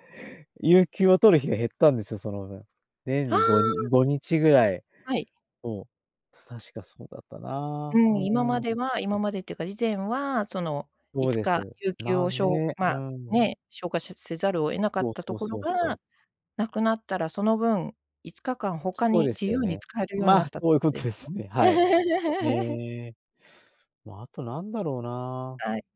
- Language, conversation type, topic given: Japanese, podcast, 休むことへの罪悪感をどうすれば手放せますか？
- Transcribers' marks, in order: other background noise; giggle